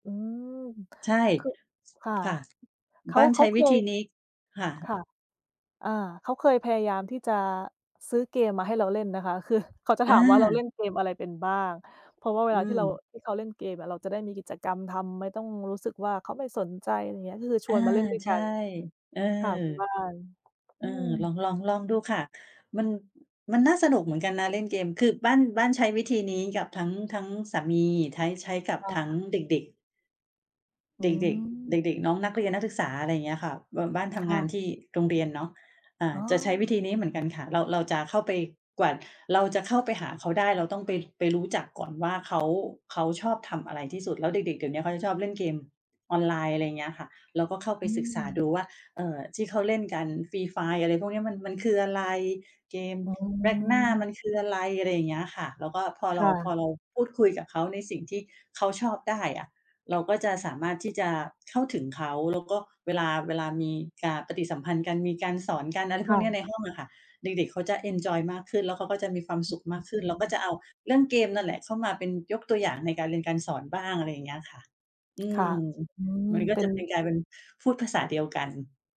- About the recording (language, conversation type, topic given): Thai, unstructured, คุณคิดว่าอะไรทำให้ความรักยืนยาว?
- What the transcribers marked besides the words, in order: tapping; other background noise